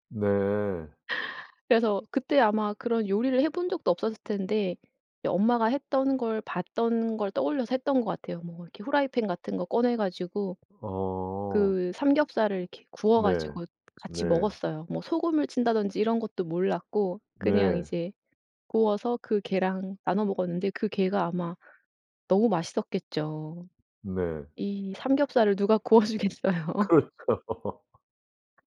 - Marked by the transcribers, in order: other background noise; tapping; laughing while speaking: "구워 주겠어요"; laughing while speaking: "그렇죠"; laugh
- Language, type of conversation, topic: Korean, podcast, 어릴 때 가장 소중했던 기억은 무엇인가요?